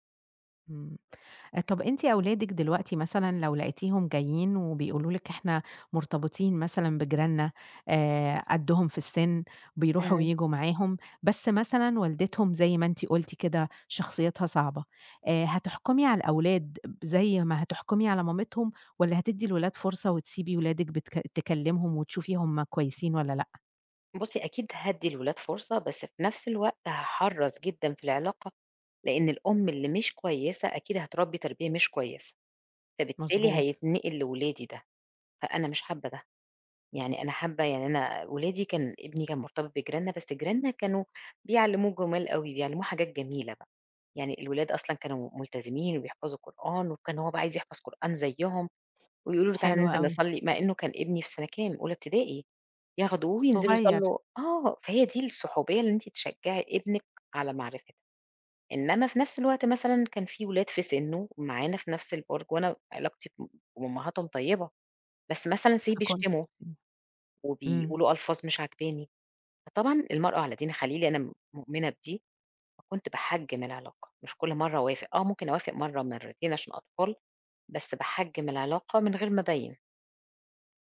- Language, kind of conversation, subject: Arabic, podcast, إيه الحاجات اللي بتقوّي الروابط بين الجيران؟
- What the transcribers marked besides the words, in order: in English: "Say"